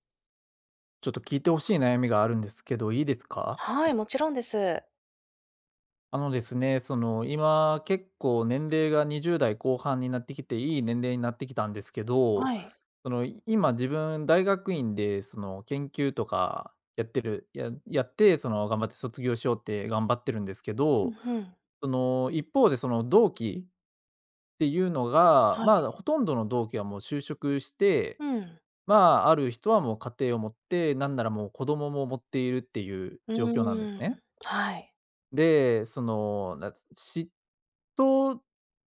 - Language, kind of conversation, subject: Japanese, advice, 友人への嫉妬に悩んでいる
- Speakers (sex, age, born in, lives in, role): female, 30-34, Japan, Poland, advisor; male, 25-29, Japan, Germany, user
- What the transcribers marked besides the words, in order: other background noise